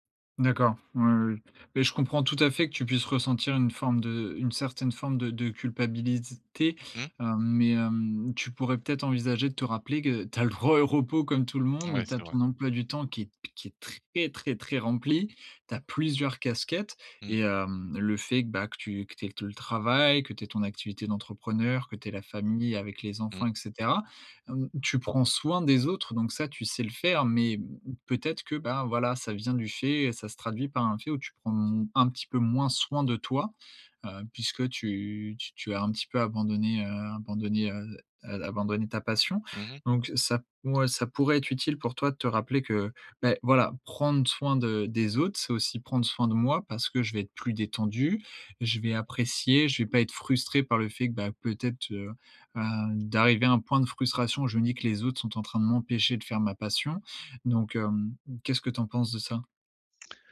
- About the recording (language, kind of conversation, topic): French, advice, Comment trouver du temps pour mes passions malgré un emploi du temps chargé ?
- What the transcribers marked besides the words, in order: "culpabilité" said as "culpabilizté"; other background noise; stressed: "très, très, très"